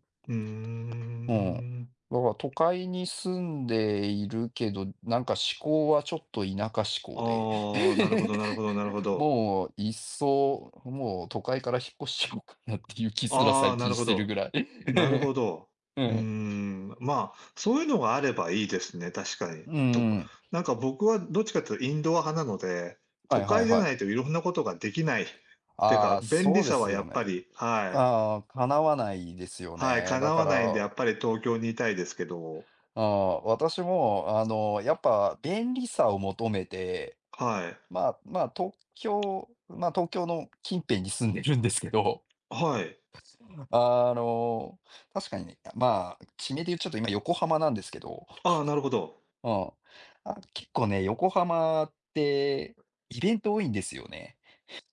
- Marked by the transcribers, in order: other background noise; chuckle; laughing while speaking: "引っ越しちゃおうかなっていう気すら最近してるぐらい"; chuckle; tapping; chuckle
- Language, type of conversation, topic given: Japanese, unstructured, 趣味を通じて感じる楽しさはどのようなものですか？